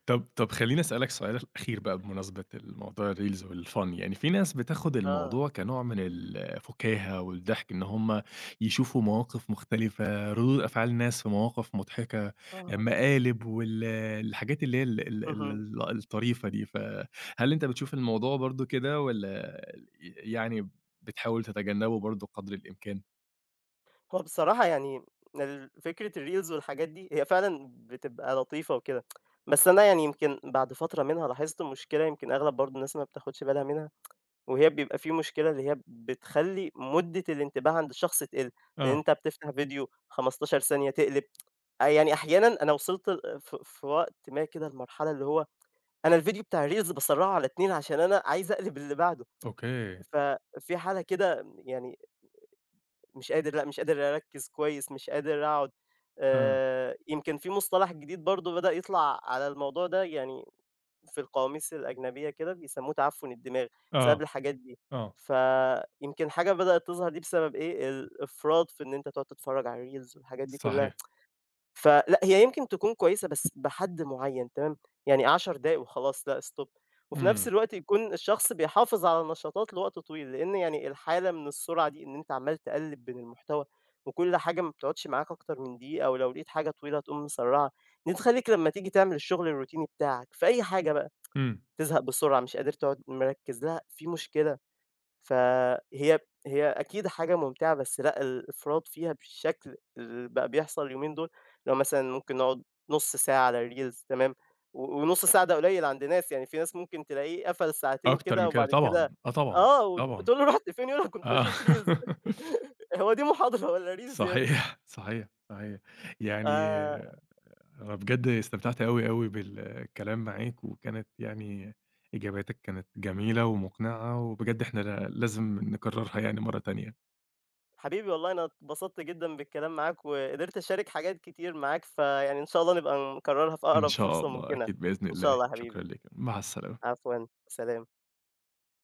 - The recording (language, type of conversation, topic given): Arabic, podcast, إزاي تعرف إن السوشيال ميديا بتأثر على مزاجك؟
- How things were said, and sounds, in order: in English: "الReels والFun"; in English: "الreels"; tsk; tsk; tsk; in English: "الreels"; tsk; other noise; unintelligible speech; in English: "الreels"; tsk; other background noise; in English: "stop"; in English: "الروتيني"; tsk; in English: "الreels"; laughing while speaking: "وت وتقول له: رُحت فين؟ … reels يا ابني؟"; in English: "reels"; laughing while speaking: "آه"; laugh; in English: "reels"; laughing while speaking: "صحيح"